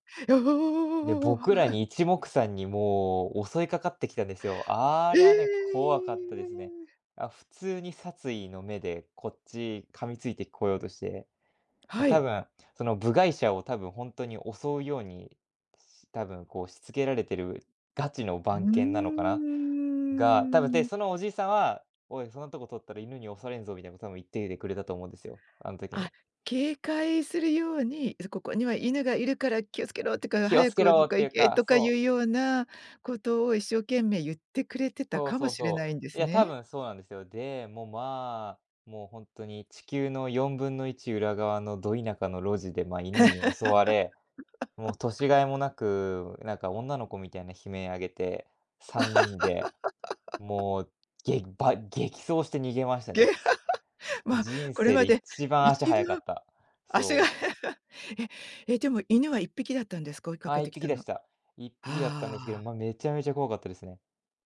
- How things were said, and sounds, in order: laugh; tapping; drawn out: "うーん"; laugh; laugh; laugh; laugh
- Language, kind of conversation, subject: Japanese, podcast, 道に迷って大変だった経験はありますか？